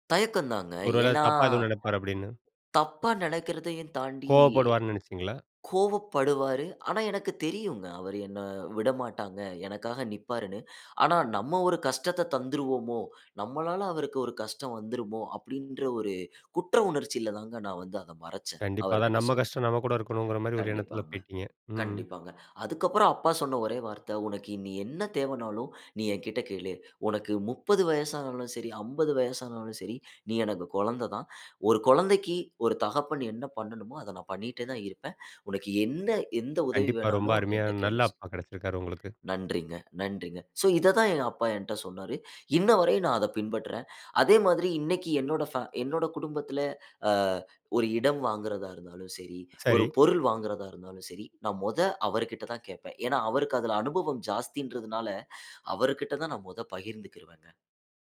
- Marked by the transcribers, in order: drawn out: "ஏன்னா?"; other noise; unintelligible speech
- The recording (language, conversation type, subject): Tamil, podcast, ஒரு பழைய தவறைத் திருத்திய பிறகு உங்கள் எதிர்கால வாழ்க்கை எப்படி மாற்றமடைந்தது?